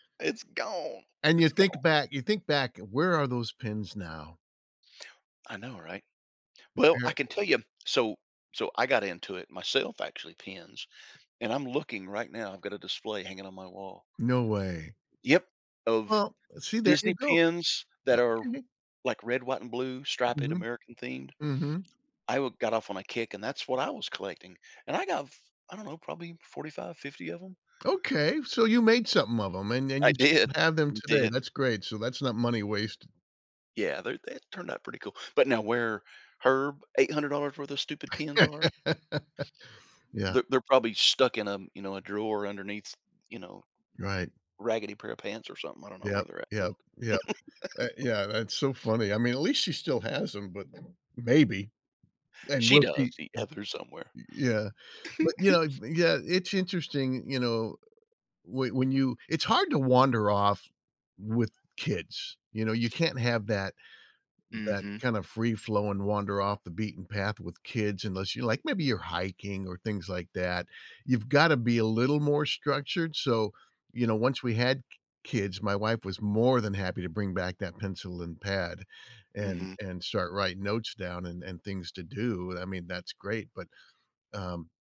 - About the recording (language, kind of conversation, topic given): English, unstructured, How should I choose famous sights versus exploring off the beaten path?
- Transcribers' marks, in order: sad: "It's gone. It's gone"; other background noise; laughing while speaking: "I did"; laugh; laugh; tapping; giggle